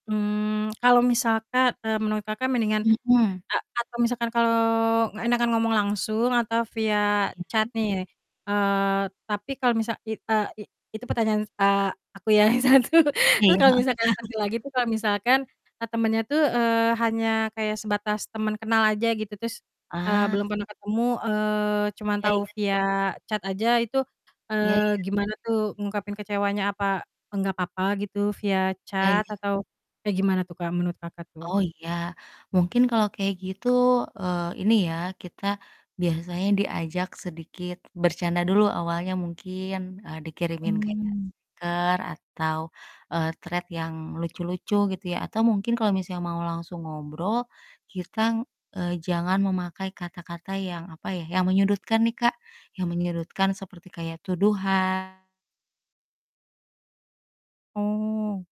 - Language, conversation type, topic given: Indonesian, unstructured, Bagaimana kamu menyampaikan kekecewaan tanpa merusak persahabatan?
- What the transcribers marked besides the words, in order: distorted speech; in English: "chat"; other background noise; laughing while speaking: "yang satu"; chuckle; in English: "chat"; in English: "chat"